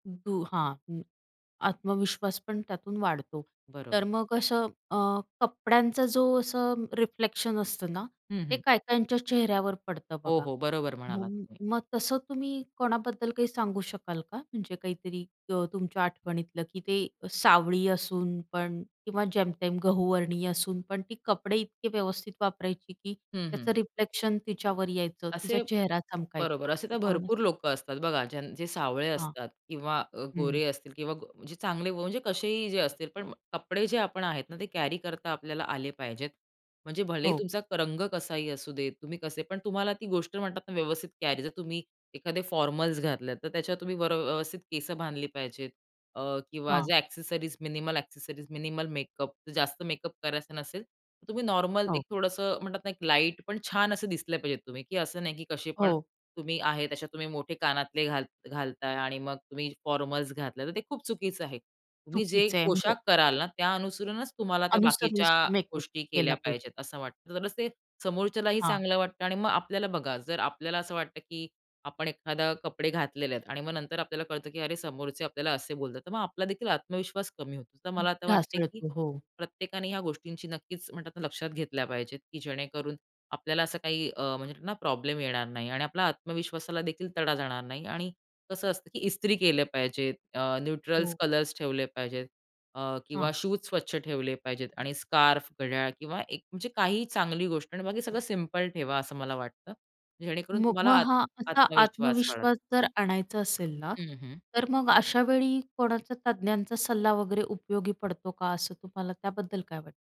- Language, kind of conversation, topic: Marathi, podcast, आत्मविश्वास वाढवण्यासाठी कपड्यांचा उपयोग तुम्ही कसा करता?
- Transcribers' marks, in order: other background noise; "काहींच्या" said as "कायकायच्यां"; tapping; in English: "कॅरी"; in English: "कॅरी"; in English: "फॉर्मल्स"; in English: "एक्सेसरीज, मिनिमल एक्सेसरीज, मिनिमल"; other noise; in English: "फॉर्मल्स"; in English: "न्यूट्रल"; in English: "स्कार्फ"